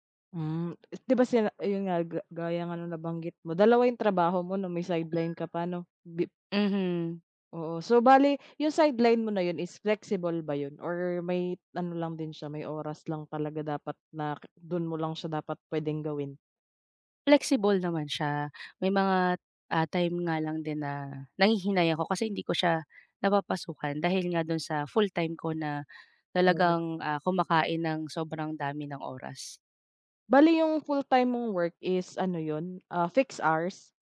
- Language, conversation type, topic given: Filipino, advice, Paano ko malinaw na maihihiwalay ang oras para sa trabaho at ang oras para sa personal na buhay ko?
- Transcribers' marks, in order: alarm; other background noise; unintelligible speech; tapping